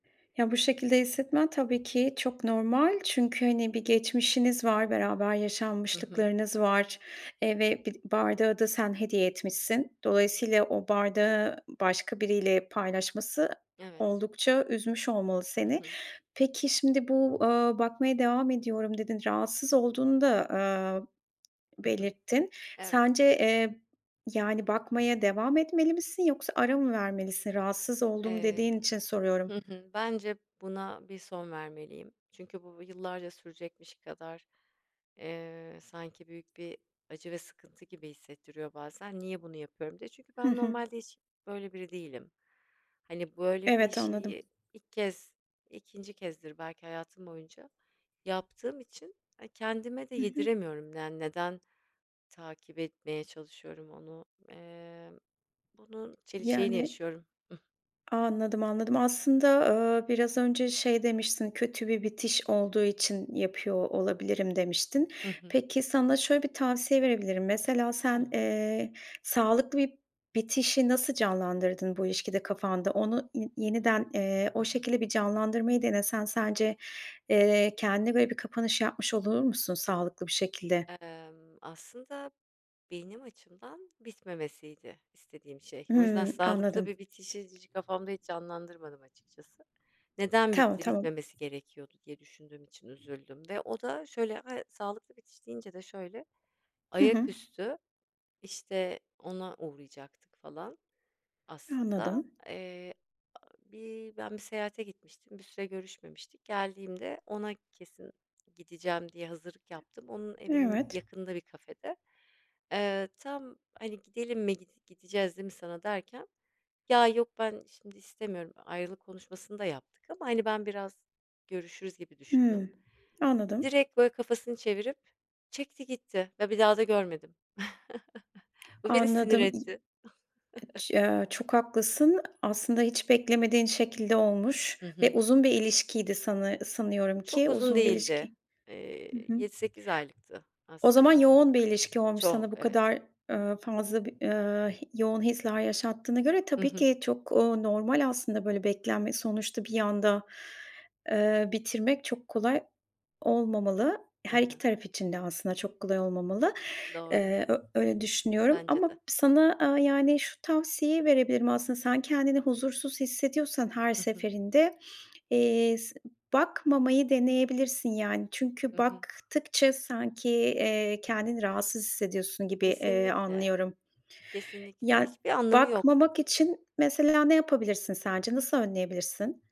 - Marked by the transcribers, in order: tapping; other background noise; chuckle; background speech; chuckle
- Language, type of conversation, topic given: Turkish, advice, Eski sevgilini sosyal medyada takip etme dürtüsünü nasıl yönetip sağlıklı sınırlar koyabilirsin?